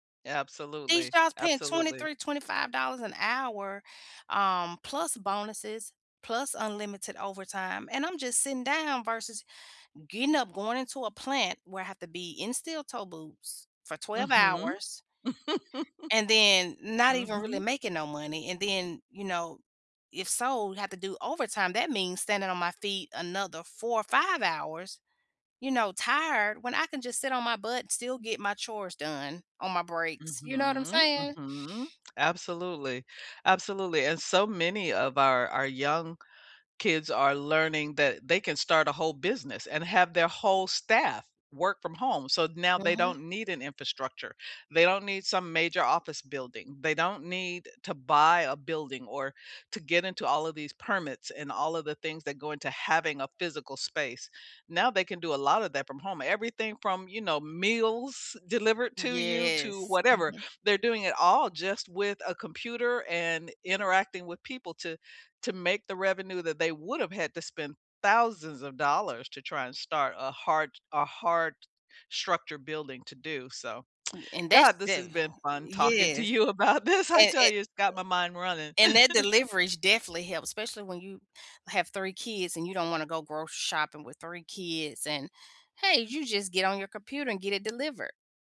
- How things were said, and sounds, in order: chuckle; laughing while speaking: "you about this. I tell you"; chuckle; tapping
- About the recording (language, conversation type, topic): English, unstructured, How does technology shape your daily habits and help you feel more connected?